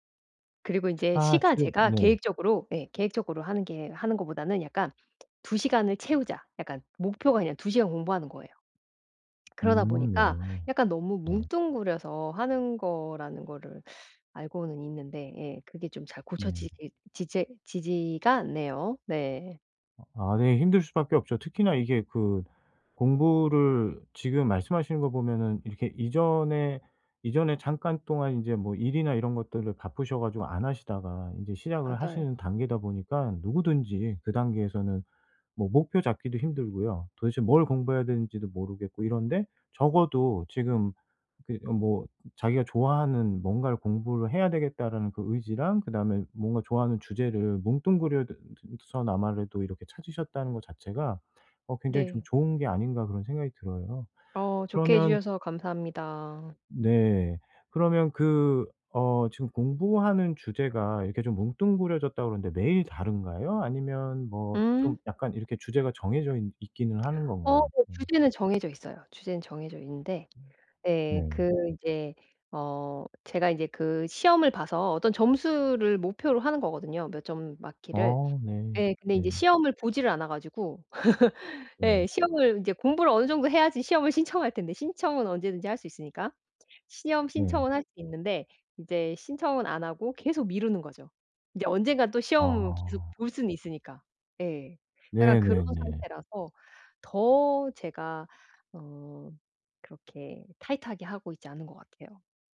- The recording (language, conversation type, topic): Korean, advice, 미루기와 산만함을 줄이고 집중력을 유지하려면 어떻게 해야 하나요?
- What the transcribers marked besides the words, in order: other background noise; tapping; teeth sucking; laugh